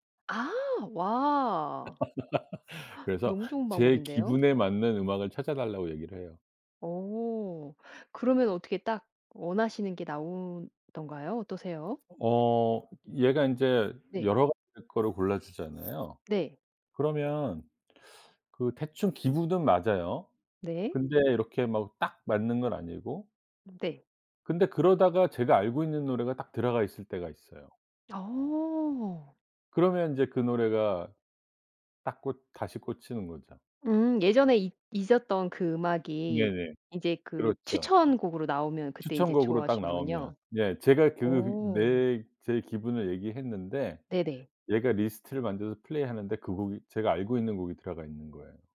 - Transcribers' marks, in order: other background noise; gasp; laugh
- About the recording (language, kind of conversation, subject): Korean, podcast, 음악을 처음으로 감정적으로 받아들였던 기억이 있나요?